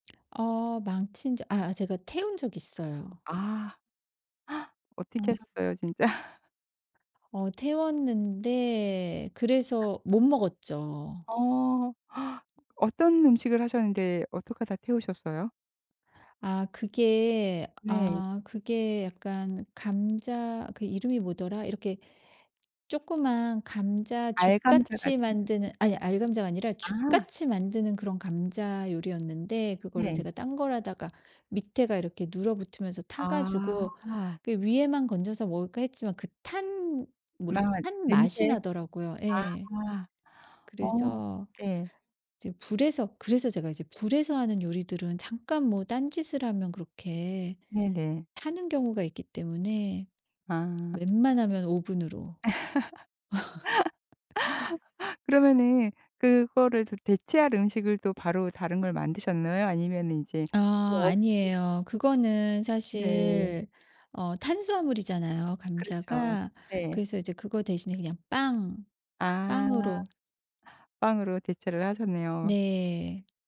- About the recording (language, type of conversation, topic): Korean, podcast, 집들이 음식은 어떻게 준비하면 좋을까요?
- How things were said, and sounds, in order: gasp; tapping; laughing while speaking: "진짜?"; gasp; other background noise; laugh; laugh